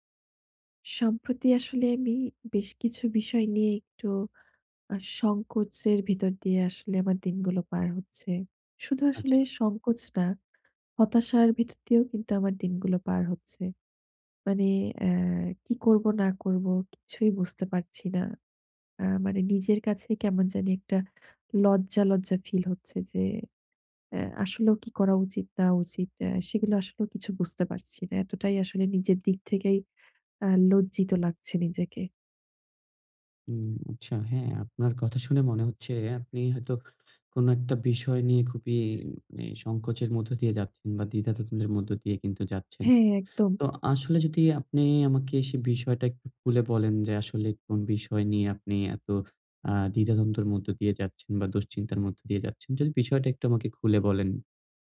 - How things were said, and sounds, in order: sad: "সম্প্রতি আসলে আমি বেশ কিছু … লজ্জিত লাগছে নিজেকে"; in English: "ফিল"; "দ্বিধাদ্বন্দ্বের" said as "দ্বিধাদদ্বন্দ্বের"
- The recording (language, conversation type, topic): Bengali, advice, বন্ধুদের কাছে বিচ্ছেদের কথা ব্যাখ্যা করতে লজ্জা লাগলে কীভাবে বলবেন?